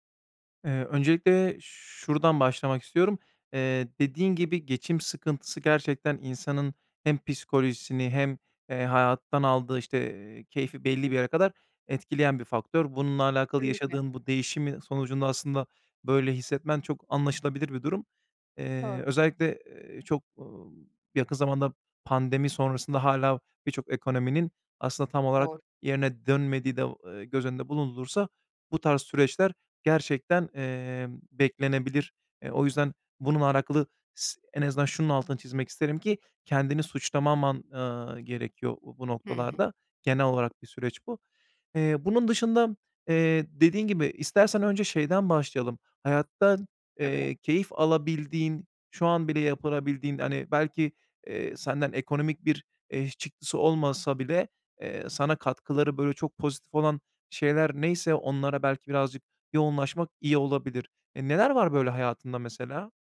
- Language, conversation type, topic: Turkish, advice, Rutin hayatın monotonluğu yüzünden tutkularını kaybetmiş gibi mi hissediyorsun?
- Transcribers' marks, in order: tapping